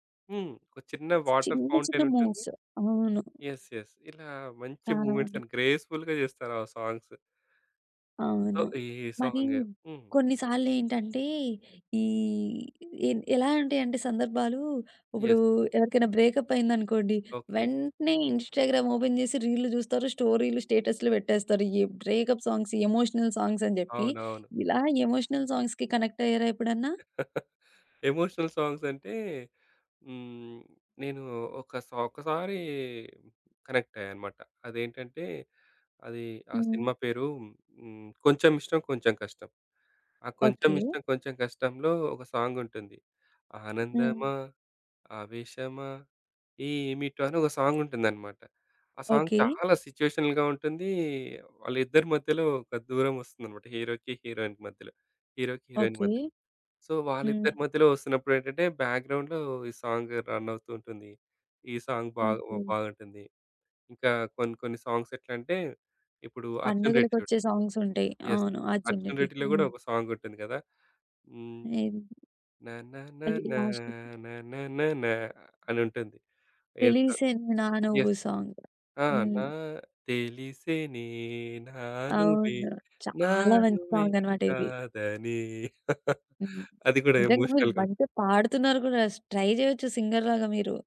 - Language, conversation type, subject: Telugu, podcast, సినిమా పాటల్లో నీకు అత్యంత నచ్చిన పాట ఏది?
- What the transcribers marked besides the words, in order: other background noise; in English: "వాటర్"; in English: "మూవ్స్"; in English: "యెస్. యెస్"; in English: "మూవ్‌మెంట్స్"; tapping; in English: "గ్రేస్‌ఫుల్‌గా"; in English: "సో"; in English: "బ్రేకప్"; in English: "యెస్"; in English: "ఇన్‌స్టా‌గ్రామ్ ఓపెన్"; in English: "బ్రేకప్ సాంగ్స్ ఎమోషనల్ సాంగ్స్"; in English: "ఎమోషనల్ సాంగ్స్‌కి కనెక్ట్"; chuckle; in English: "ఎమోషనల్ సాంగ్స్"; in English: "కనెక్ట్"; singing: "ఆనందమా ఆవేశమా ఏమిటో"; in English: "సాంగ్"; in English: "సిచ్యుయేషనల్‌గా"; in English: "సో"; in English: "బ్యాక్‌గ్రౌండ్‌లో"; in English: "రన్"; in English: "సాంగ్"; in English: "సాంగ్స్"; in English: "సాంగ్స్"; in English: "లాస్ట్‌కి"; in English: "యెస్"; humming a tune; in English: "యెస్"; singing: "నా తెలిసినే నానువే నా నువ్వే కాదని"; stressed: "చాలా"; chuckle; in English: "ఎమోషనల్‌గా"; in English: "ట్రై"; in English: "సింగర్‌లాగా"